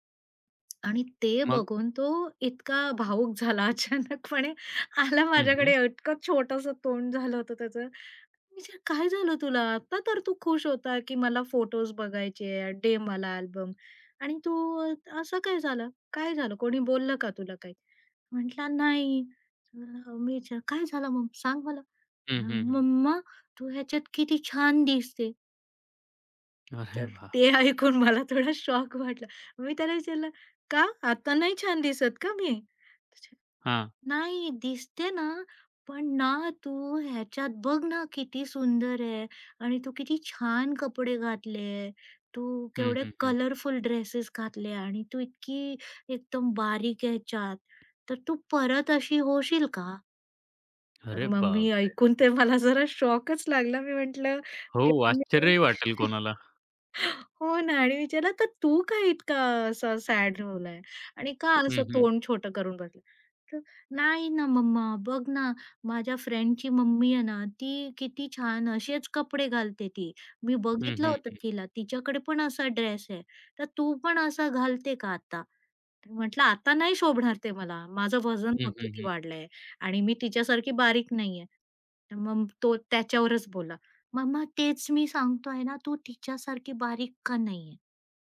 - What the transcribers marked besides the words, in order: tapping; laughing while speaking: "अचानकपणे आला माझ्याकडे इतकं छोटंसं तोंड झालं होतं त्याचं"; put-on voice: "मम्मा तू ह्याच्यात किती छान दिसते"; other noise; laughing while speaking: "अरे वाह!"; laughing while speaking: "ते ऐकून मला थोडा शॉक वाटला, मी त्याला विचारलं"; put-on voice: "नाही दिसते ना, पण ना … अशी होशील का?"; laughing while speaking: "ते मला जरा शॉकच लागला, मी म्हटलं तेव्हा मी"; chuckle; put-on voice: "नाही ना मम्मा, बघ ना … घालते का आता?"; put-on voice: "मम्मा तेच मी सांगतोय ना, तू तिच्यासारखी बारीक का नाहीये?"
- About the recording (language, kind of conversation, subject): Marathi, podcast, तुमच्या मुलांबरोबर किंवा कुटुंबासोबत घडलेला असा कोणता क्षण आहे, ज्यामुळे तुम्ही बदललात?